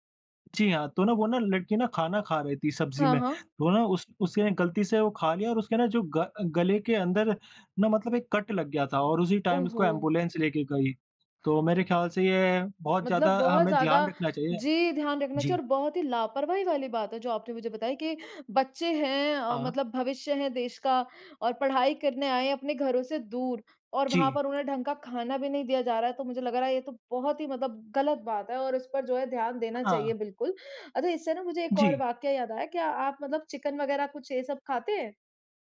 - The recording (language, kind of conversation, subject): Hindi, unstructured, क्या आपको कभी खाना खाते समय उसमें कीड़े या गंदगी मिली है?
- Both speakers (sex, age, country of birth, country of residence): female, 25-29, India, India; female, 25-29, India, India
- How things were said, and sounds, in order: in English: "टाइम"